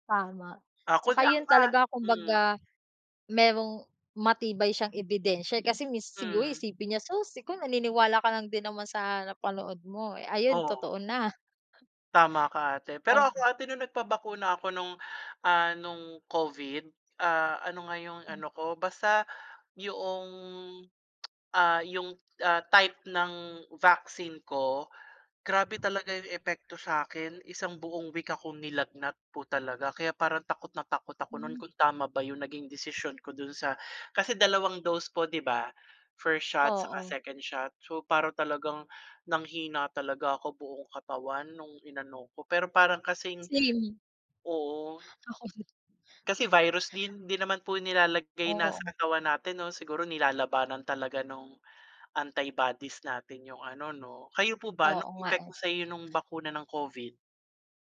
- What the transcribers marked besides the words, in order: chuckle; tsk; laughing while speaking: "Ako din"; chuckle; in English: "antibodies"
- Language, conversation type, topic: Filipino, unstructured, Ano ang masasabi mo tungkol sa pagkalat ng maling impormasyon tungkol sa bakuna?